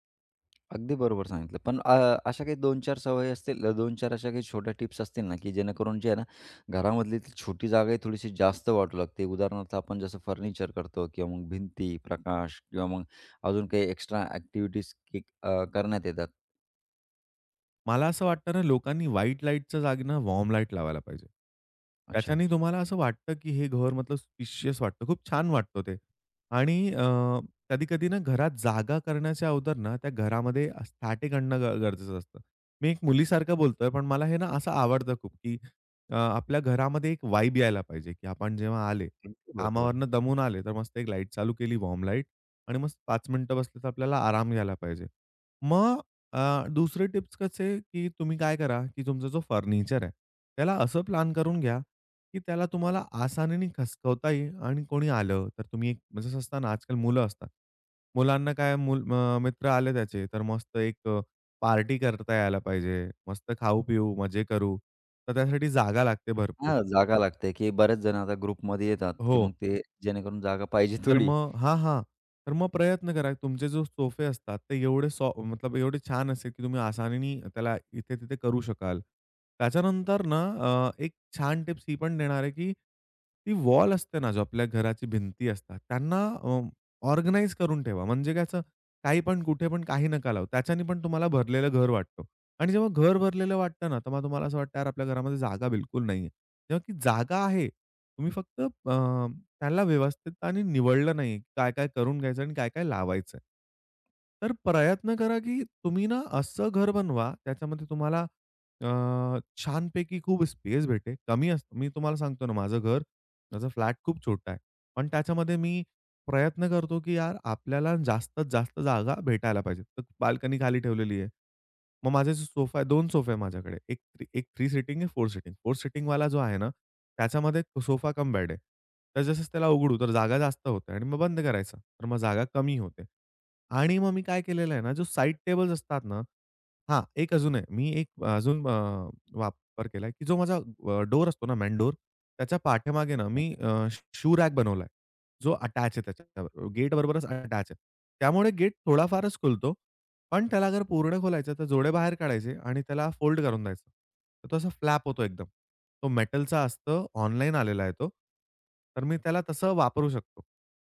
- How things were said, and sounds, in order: tapping; in English: "ॲक्टिव्हिटीज"; in English: "वॉर्म"; other background noise; in English: "स्पेशियस"; in English: "वाइब"; in English: "वॉर्म"; unintelligible speech; in English: "ग्रुपमध्ये"; laughing while speaking: "पाहिजे थोडी"; in English: "ऑर्गनाइज"; in English: "स्पेस"; in English: "सोफा कम बेड"; in English: "डोअर"; in English: "मेन डोअर"; in English: "अटॅच"; in English: "अटॅच"; in English: "फोल्ड"
- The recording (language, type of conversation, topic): Marathi, podcast, घरात जागा कमी असताना घराची मांडणी आणि व्यवस्थापन तुम्ही कसे करता?